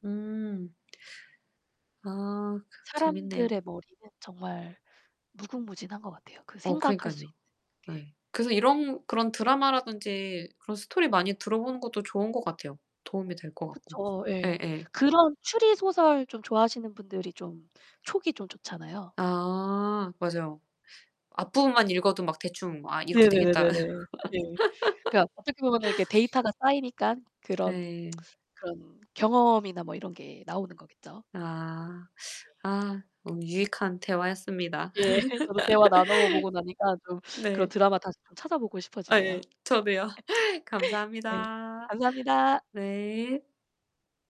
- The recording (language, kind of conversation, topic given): Korean, unstructured, 미스터리한 사건을 해결하는 탐정이 된다면 어떤 능력을 갖고 싶으신가요?
- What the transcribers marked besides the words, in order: distorted speech; other background noise; static; laugh; tsk; unintelligible speech; laughing while speaking: "예"; laugh; laughing while speaking: "아 예. 저도요"; laugh